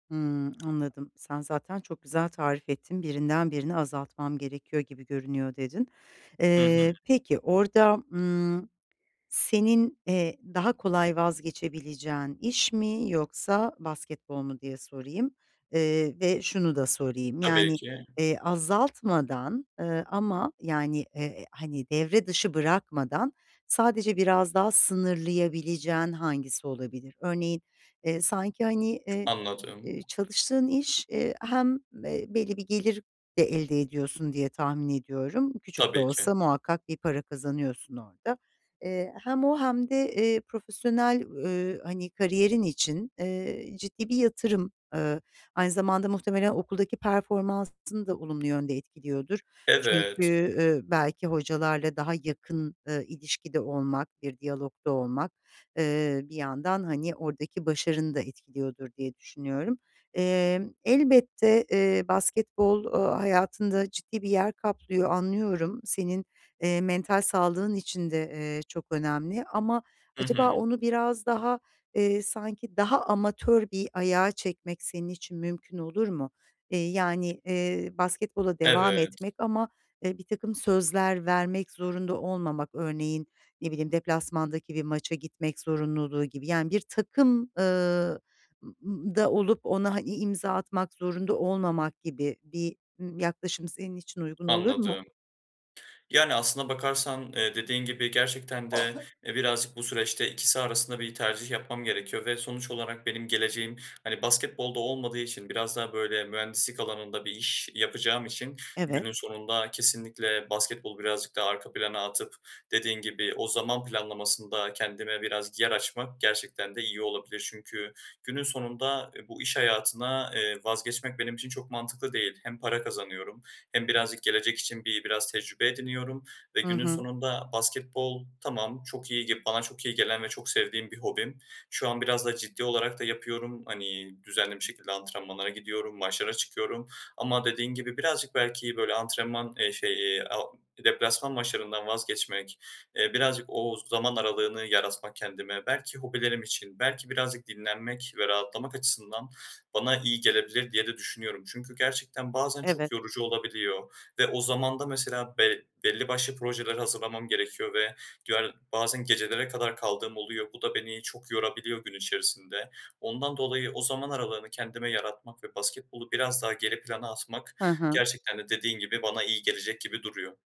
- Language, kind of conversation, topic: Turkish, advice, Gün içinde rahatlamak için nasıl zaman ayırıp sakinleşebilir ve kısa molalar verebilirim?
- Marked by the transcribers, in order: tapping; other background noise; cough